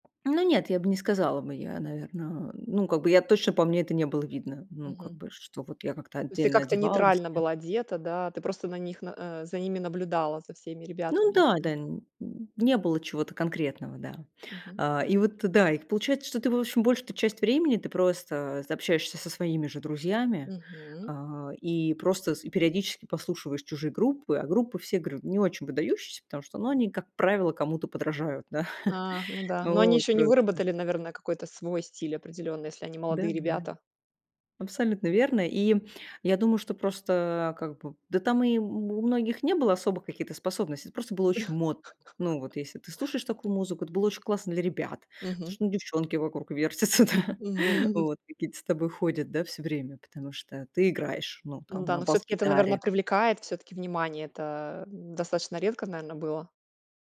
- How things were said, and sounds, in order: tapping; laughing while speaking: "Да"; laugh; laughing while speaking: "вертятся, да"
- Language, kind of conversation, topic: Russian, podcast, Какой первый концерт произвёл на тебя сильное впечатление?